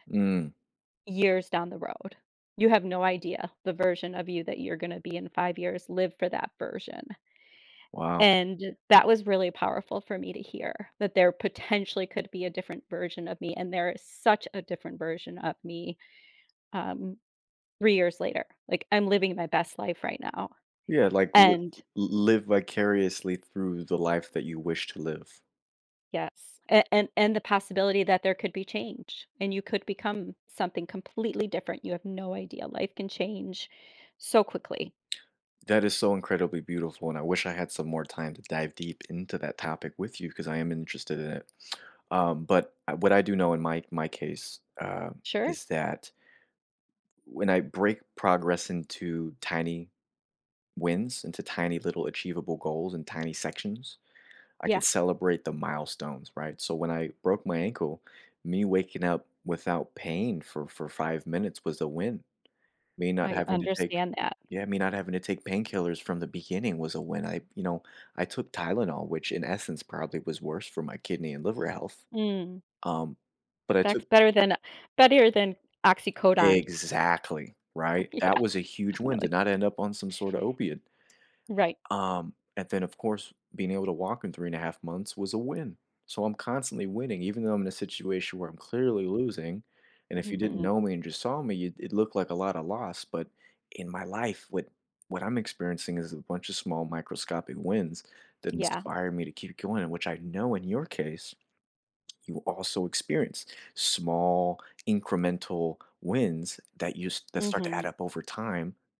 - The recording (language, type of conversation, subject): English, unstructured, How can I stay hopeful after illness or injury?
- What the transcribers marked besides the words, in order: lip smack; laughing while speaking: "Yeah"; tapping; lip smack